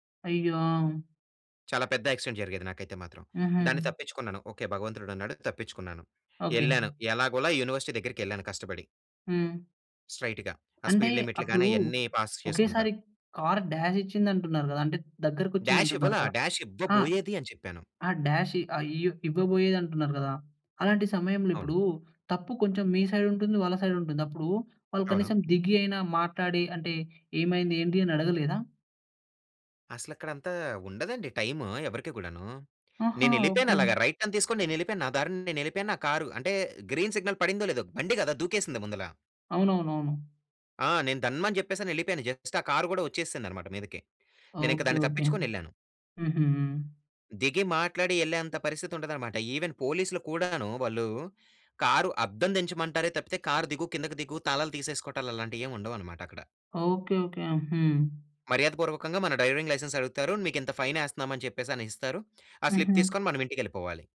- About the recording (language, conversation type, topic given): Telugu, podcast, విదేశీ నగరంలో భాష తెలియకుండా తప్పిపోయిన అనుభవం ఏంటి?
- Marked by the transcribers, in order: in English: "యాక్సిడెంట్"; in English: "యూనివర్సిటీ"; in English: "స్ట్రెయిట్‌గా"; in English: "స్పీడ్"; in English: "పాస్"; in English: "డ్యాష్"; in English: "డ్యాష్"; in English: "డ్యాష్"; in English: "డ్యాష్"; in English: "సైడ్"; in English: "సైడ్"; in English: "రైట్ టర్న్"; in English: "గ్రీన్ సిగ్నల్"; in English: "జస్ట్"; in English: "ఈవెన్"; in English: "డ్రైవింగ్ లైసెన్స్"; in English: "ఫైన్"; in English: "స్లిప్"